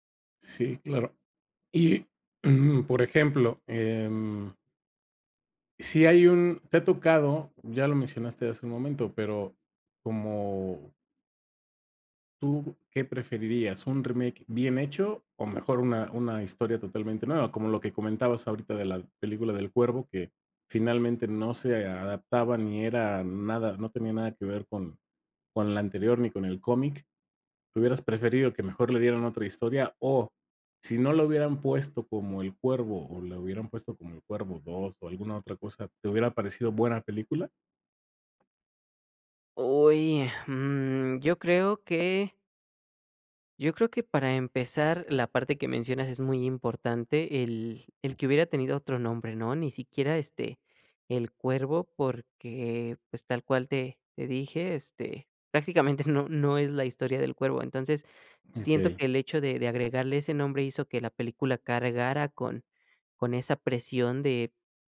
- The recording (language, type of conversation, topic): Spanish, podcast, ¿Te gustan más los remakes o las historias originales?
- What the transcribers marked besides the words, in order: throat clearing; tapping; laughing while speaking: "no no es"